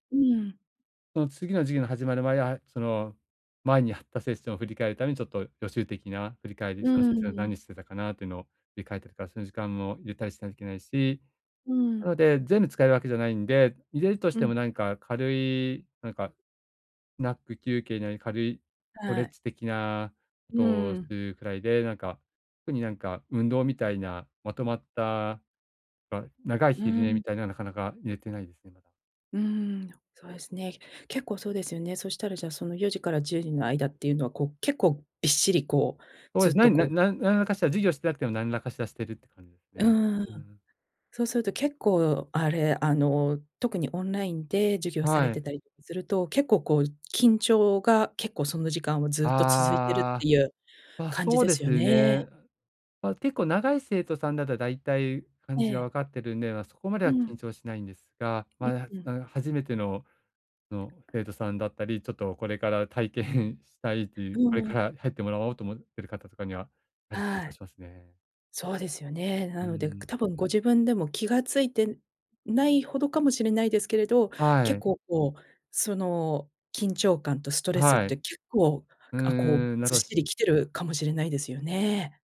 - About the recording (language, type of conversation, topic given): Japanese, advice, 家で効果的に休息するにはどうすればよいですか？
- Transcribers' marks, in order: in English: "ナップ"; "そうです" said as "ほうえす"; anticipating: "なに なん なん 何らかしら"; unintelligible speech; other background noise; laughing while speaking: "体験"